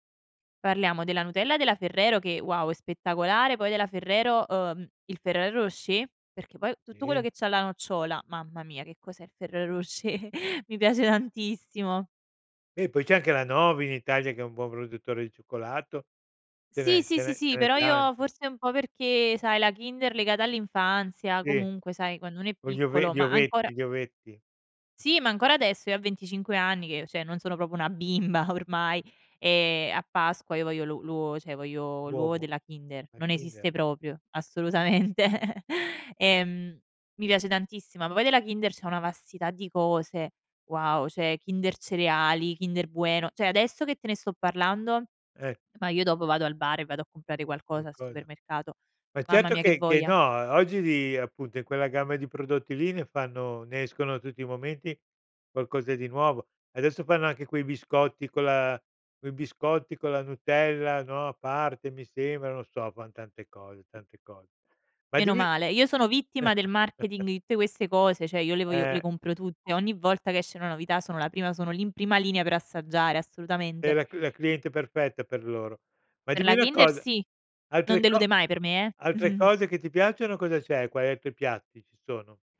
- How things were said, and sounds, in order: laughing while speaking: "Rocher"; "cioè" said as "ceh"; "proprio" said as "propo"; laughing while speaking: "bimba"; "cioè" said as "ceh"; "proprio" said as "propio"; laughing while speaking: "Assolutamente"; "cioè" said as "ceh"; "cioè" said as "ceh"; "voglia" said as "voia"; chuckle; "Cioè" said as "ceh"; chuckle
- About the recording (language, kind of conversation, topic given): Italian, podcast, Qual è il piatto che ti consola sempre?